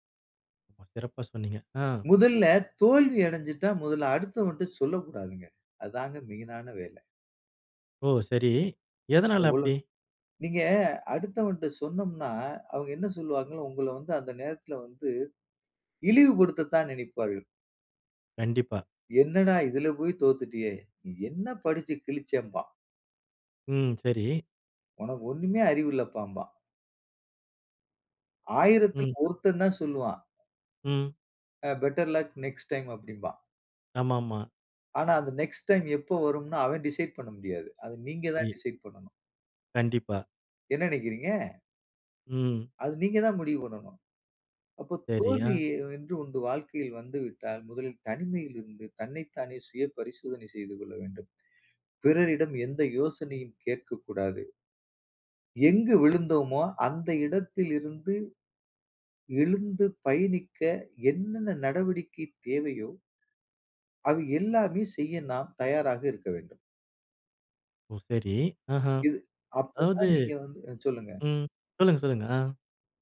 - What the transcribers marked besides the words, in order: other noise; in English: "மெயினான"; unintelligible speech; other background noise; in English: "பெட்டர் லக் நெக்ஸ்ட் டைம்"; in English: "நெக்ஸ்ட் டைம்"; in English: "டிசைய்ட்"; in English: "டிசைய்ட்"; "ஒன்று" said as "ஒன்டு"; inhale
- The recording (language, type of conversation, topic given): Tamil, podcast, தோல்வியால் மனநிலையை எப்படி பராமரிக்கலாம்?